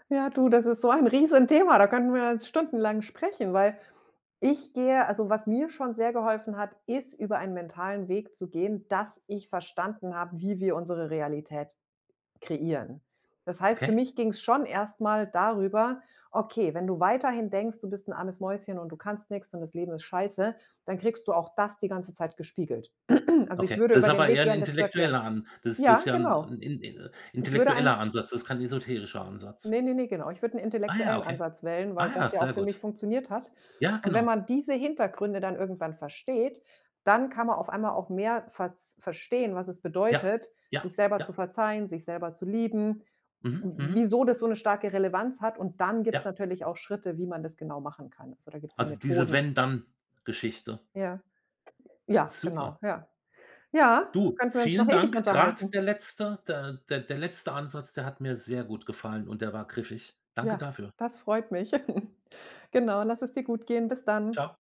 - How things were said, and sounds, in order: other background noise; throat clearing; chuckle
- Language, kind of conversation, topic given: German, podcast, Was hilft dir dabei, dir selbst zu verzeihen?